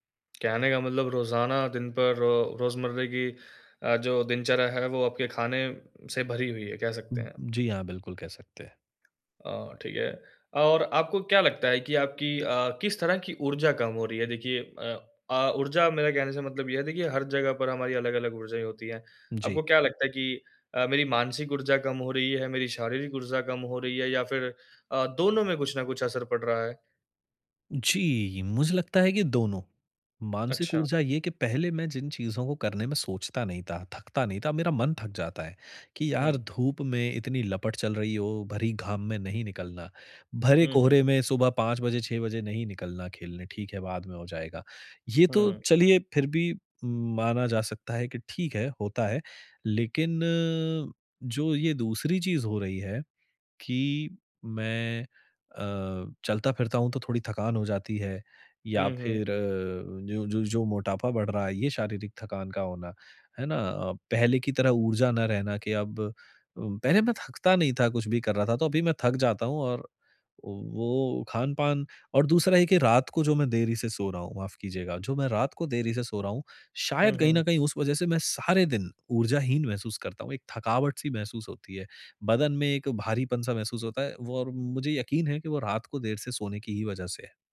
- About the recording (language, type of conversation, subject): Hindi, advice, स्वास्थ्य और आनंद के बीच संतुलन कैसे बनाया जाए?
- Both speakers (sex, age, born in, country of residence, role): male, 20-24, India, India, advisor; male, 30-34, India, India, user
- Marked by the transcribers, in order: none